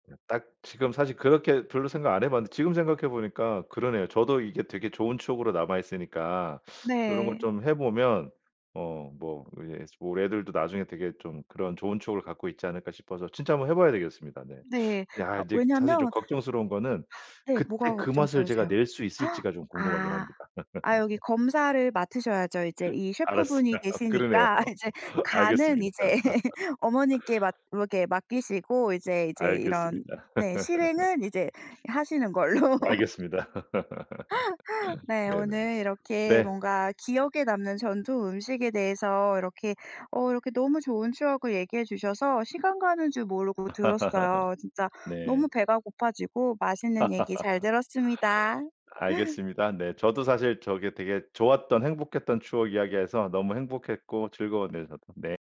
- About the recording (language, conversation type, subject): Korean, podcast, 가장 기억에 남는 전통 음식은 무엇인가요?
- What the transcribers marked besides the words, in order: exhale; gasp; laugh; laughing while speaking: "알았어요. 그러네요. 알겠습니다"; laugh; tapping; laugh; laughing while speaking: "걸로"; laugh; other background noise; laugh; laugh